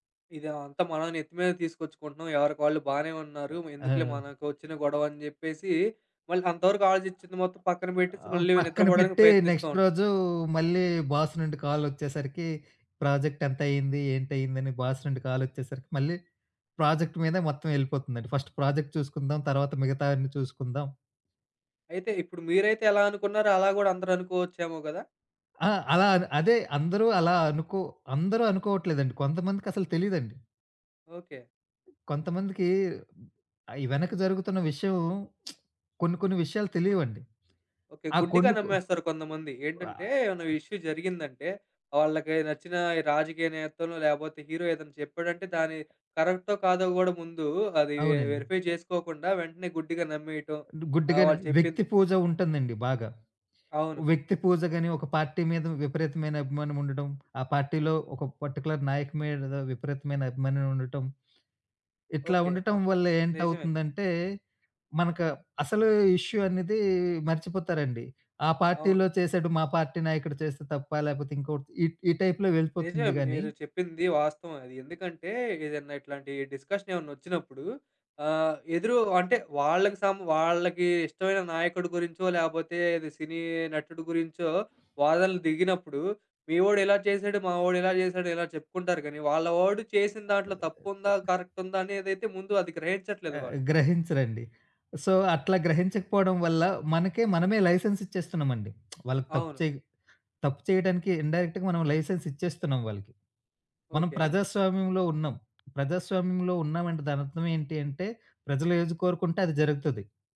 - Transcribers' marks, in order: other background noise; in English: "నెక్స్ట్"; in English: "బాస్"; in English: "ప్రాజెక్ట్"; in English: "బాస్"; in English: "ప్రాజెక్ట్"; in English: "ఫస్ట్ ప్రాజెక్ట్"; lip smack; in English: "ఇష్యూ"; in English: "వెరిఫై"; in English: "పార్టీ"; in English: "పార్టీ‌లో"; in English: "పర్టిక్యులర్"; in English: "ఇష్యూ"; in English: "పార్టీలో"; in English: "పార్టీ"; in English: "టైప్‌లో"; in English: "డిస్‌కషన్"; in English: "సం"; in English: "కరెక్ట్"; in English: "సో"; in English: "లైసెన్స్"; lip smack; in English: "ఇన్‌డైరెక్ట్‌గా"; in English: "లైసెన్స్"
- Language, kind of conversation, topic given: Telugu, podcast, సమాచార భారం వల్ల నిద్ర దెబ్బతింటే మీరు దాన్ని ఎలా నియంత్రిస్తారు?